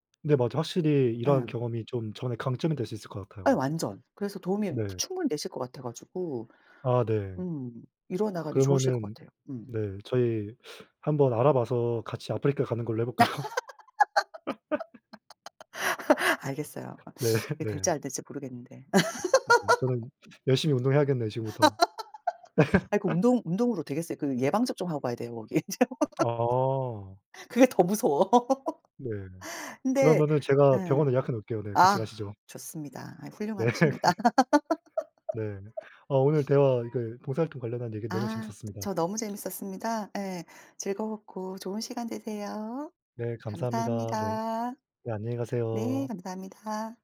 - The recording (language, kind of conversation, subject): Korean, unstructured, 봉사활동을 해본 적이 있으신가요? 가장 기억에 남는 경험은 무엇인가요?
- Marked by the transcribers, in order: teeth sucking; laugh; laughing while speaking: "해볼까요?"; teeth sucking; laugh; laugh; laugh; laugh; laughing while speaking: "네"; laugh; other background noise; tapping